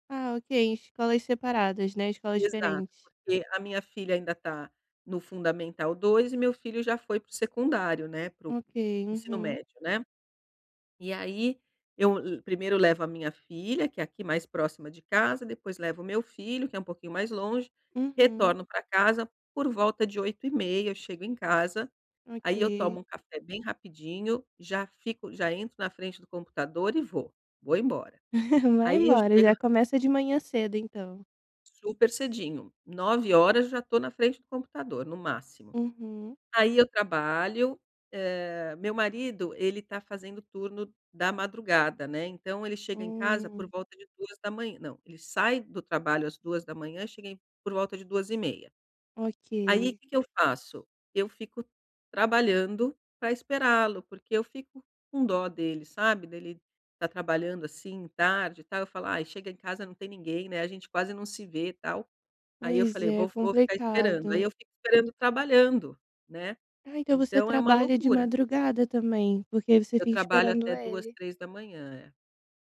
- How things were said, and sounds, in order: laugh; sad: "Pois é, complicado"
- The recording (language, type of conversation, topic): Portuguese, advice, Por que não consigo relaxar depois de um dia estressante?